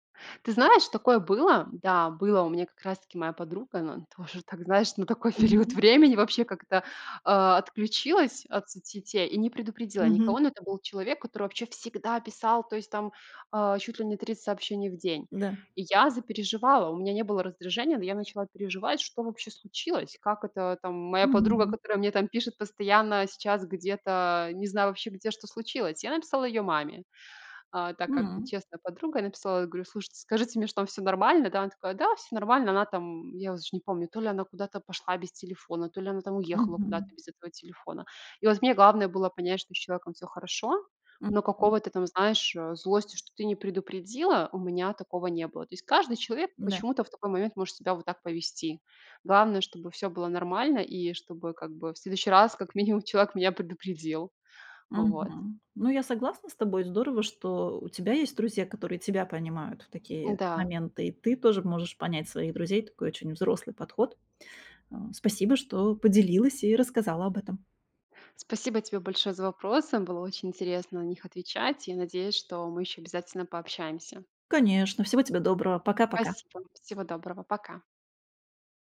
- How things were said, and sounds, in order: laughing while speaking: "такой период"; other background noise
- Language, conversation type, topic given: Russian, podcast, Как ты обычно берёшь паузу от социальных сетей?